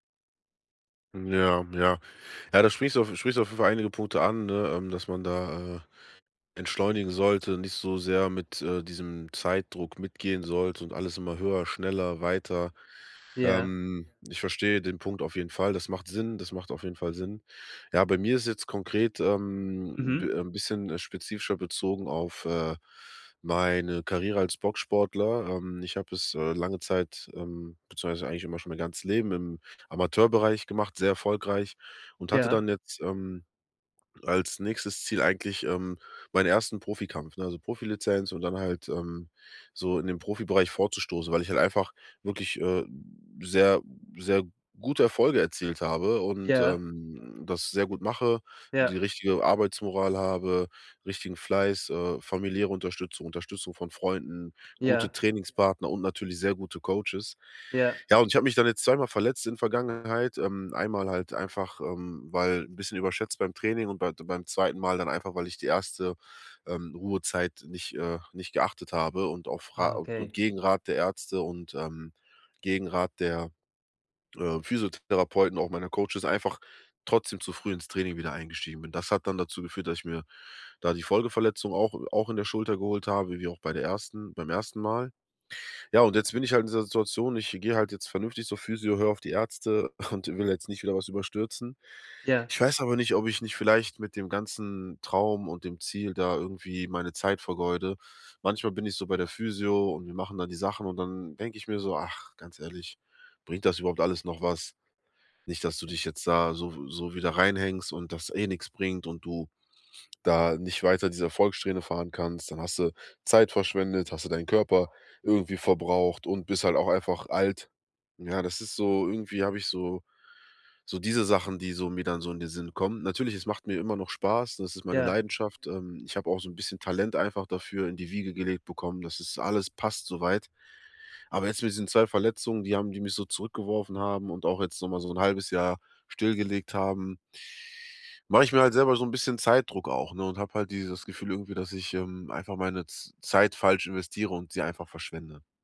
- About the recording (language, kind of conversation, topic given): German, advice, Wie kann ich die Angst vor Zeitverschwendung überwinden und ohne Schuldgefühle entspannen?
- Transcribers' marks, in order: chuckle